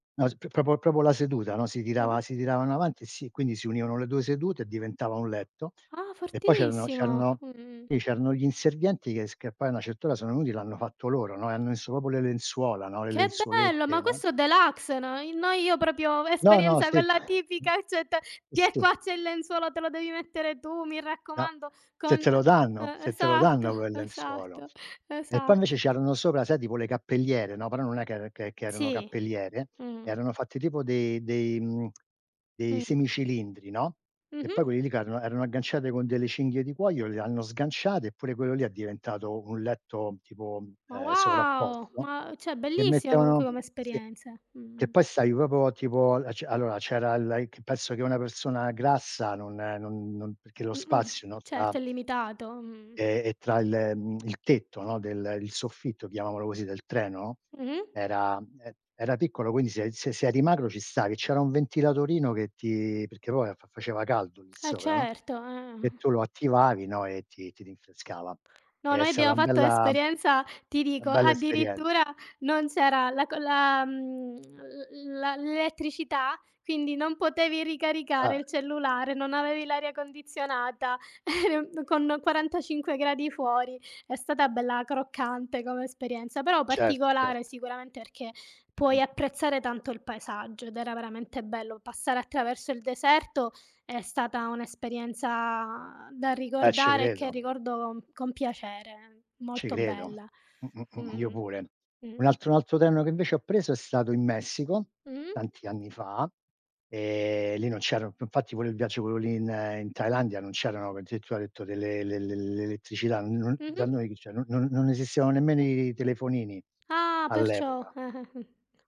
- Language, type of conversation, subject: Italian, unstructured, Tra viaggiare in aereo e in treno, quale mezzo preferisci?
- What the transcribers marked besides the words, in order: stressed: "Ah fortissimo"; tapping; stressed: "Che bello"; other background noise; unintelligible speech; tsk; stressed: "wow"; "proprio" said as "propo"; tsk; chuckle; drawn out: "esperienza"; chuckle